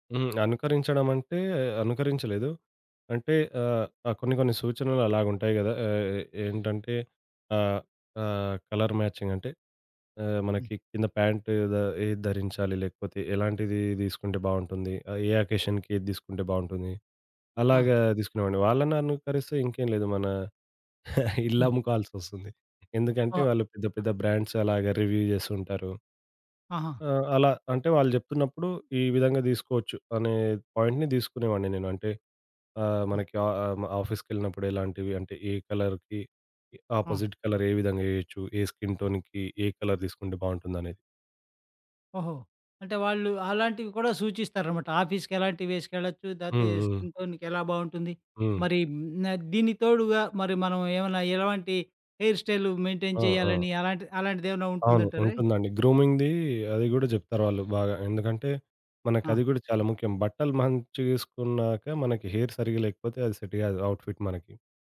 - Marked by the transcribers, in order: in English: "కలర్ మ్యాచింగ్"; in English: "అకేషన్‌కి"; laughing while speaking: "ఇల్లు అమ్ముకోవాల్సొస్తుంది"; in English: "రివ్యూ"; in English: "పాయింట్‌ని"; in English: "ఆఫీస్‌కెళ్ళినప్పుడు"; in English: "కలర్‌కి అపోజిట్ కలర్"; in English: "స్కిన్ టోన్‌కి"; in English: "కలర్"; in English: "ఆఫీస్‌కెలాంటివి"; in English: "స్కిన్ టోన్‌కి"; in English: "హెయిర్ స్టైల్ మెయింటైన్"; in English: "గ్రూమింగ్ ది"; in English: "హెయిర్"; in English: "సెట్"; in English: "అవుట్‌ఫిట్"
- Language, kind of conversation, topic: Telugu, podcast, నీ స్టైల్‌కు ప్రధానంగా ఎవరు ప్రేరణ ఇస్తారు?